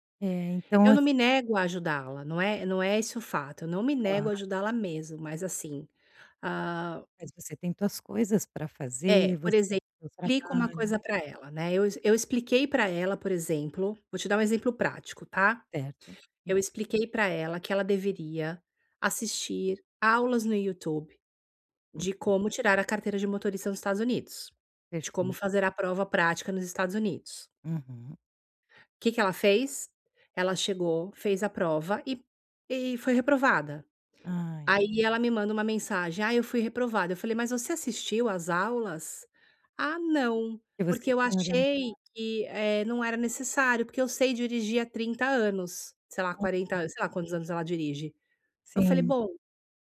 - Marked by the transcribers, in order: other background noise
- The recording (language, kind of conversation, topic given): Portuguese, advice, Como posso manter limites saudáveis ao apoiar um amigo?